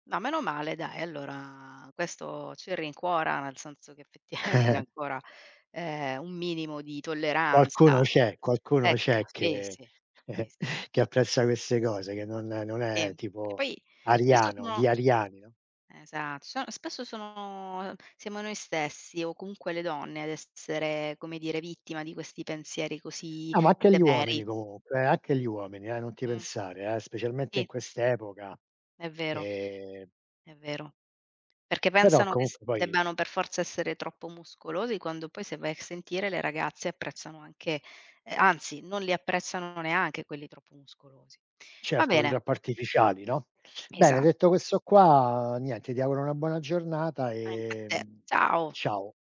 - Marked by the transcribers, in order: chuckle; laughing while speaking: "effettivamente"; chuckle; tapping
- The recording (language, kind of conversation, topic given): Italian, unstructured, Cosa pensi delle diete drastiche per perdere peso velocemente?
- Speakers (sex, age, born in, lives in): female, 35-39, Italy, Italy; male, 60-64, Italy, United States